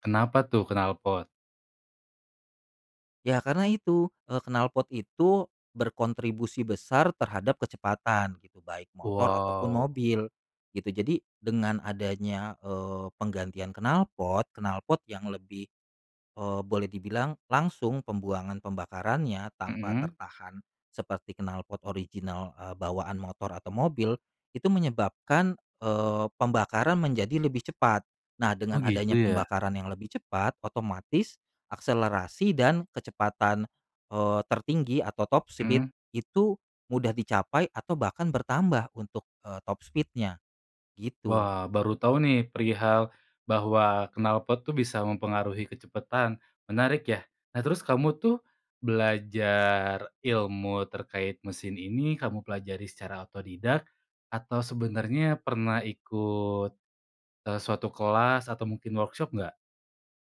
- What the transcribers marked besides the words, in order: in English: "top sepeed"; "speed" said as "sepeed"; in English: "top speed-nya"; in English: "workshop"
- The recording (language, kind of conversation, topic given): Indonesian, podcast, Tips untuk pemula yang ingin mencoba hobi ini